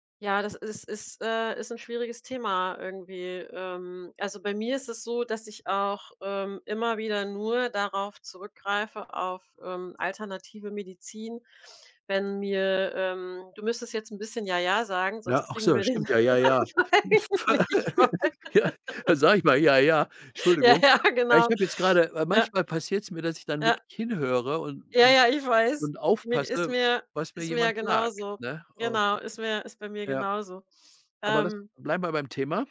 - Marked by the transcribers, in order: other background noise; laugh; laughing while speaking: "Ja"; laugh; laughing while speaking: "Pfeil nicht voll. Ja, ja"; laugh
- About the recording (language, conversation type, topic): German, unstructured, Welche hat mehr zu bieten: alternative Medizin oder Schulmedizin?
- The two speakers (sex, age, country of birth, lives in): female, 45-49, Germany, Germany; male, 65-69, Germany, Germany